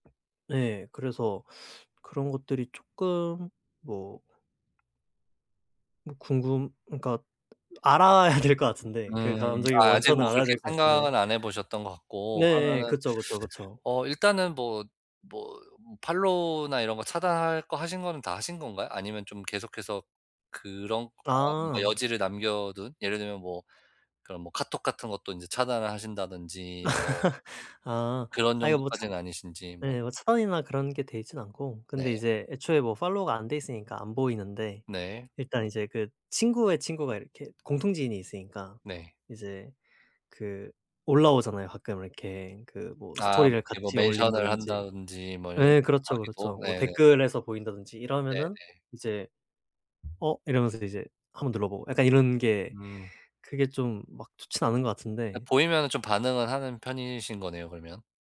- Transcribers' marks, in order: other background noise; tapping; laughing while speaking: "알아야"; laugh; put-on voice: "팔로우가"
- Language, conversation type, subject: Korean, advice, SNS에서 전 연인의 게시물을 계속 보게 될 때 그만두려면 어떻게 해야 하나요?
- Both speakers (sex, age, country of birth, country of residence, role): male, 25-29, South Korea, South Korea, user; male, 35-39, United States, United States, advisor